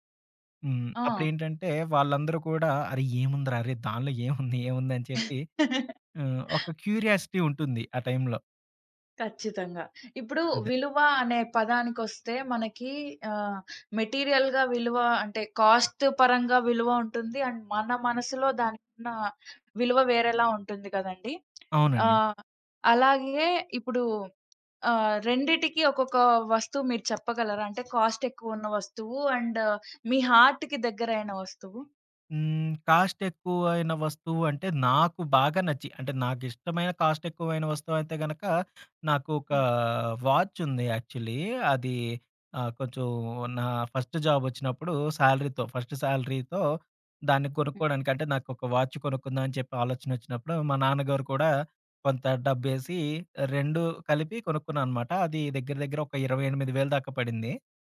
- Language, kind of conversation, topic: Telugu, podcast, ఇంట్లో మీకు అత్యంత విలువైన వస్తువు ఏది, ఎందుకు?
- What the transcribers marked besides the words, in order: chuckle; in English: "క్యూరియాసిటీ"; in English: "మెటీరియల్‌గా"; tapping; in English: "కాస్ట్"; in English: "అండ్"; other background noise; in English: "అండ్"; in English: "హార్ట్‌కి"; in English: "కాస్ట్"; in English: "కాస్ట్"; in English: "వాచ్"; in English: "యాక్చువల్లీ"; in English: "ఫస్ట్ జాబ్"; in English: "సాలరీతో ఫస్ట్ సాలరీతో"; in English: "వాచ్"